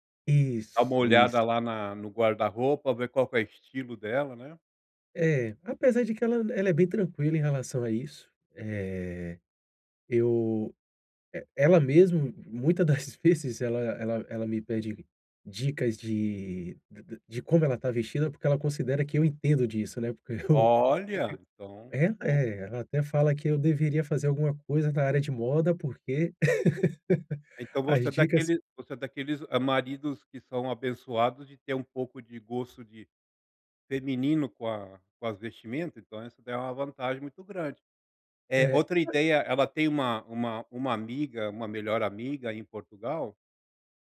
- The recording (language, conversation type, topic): Portuguese, advice, Como posso encontrar um presente bom e adequado para alguém?
- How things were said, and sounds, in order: laughing while speaking: "das vezes"; laugh; other background noise